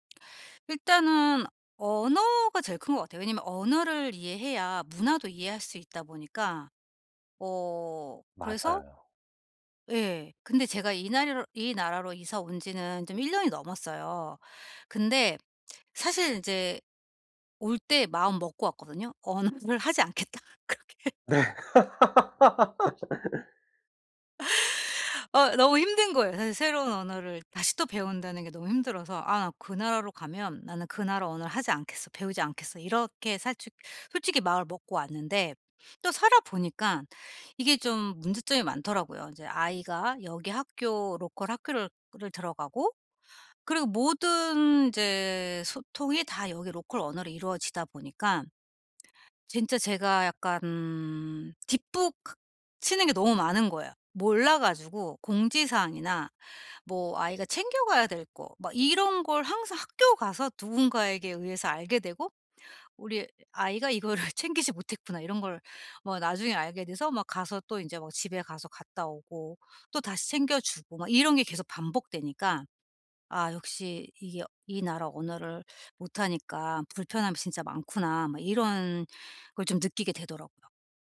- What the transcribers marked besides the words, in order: laughing while speaking: "그렇게"; laugh; other background noise; laughing while speaking: "이거를"
- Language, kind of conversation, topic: Korean, advice, 새로운 나라에서 언어 장벽과 문화 차이에 어떻게 잘 적응할 수 있나요?